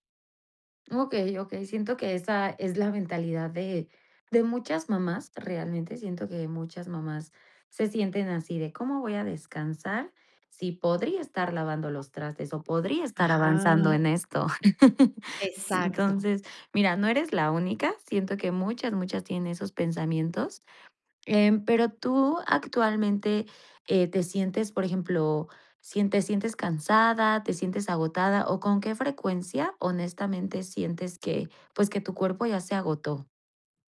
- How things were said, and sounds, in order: other background noise; chuckle
- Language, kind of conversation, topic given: Spanish, advice, ¿Cómo puedo priorizar el descanso sin sentirme culpable?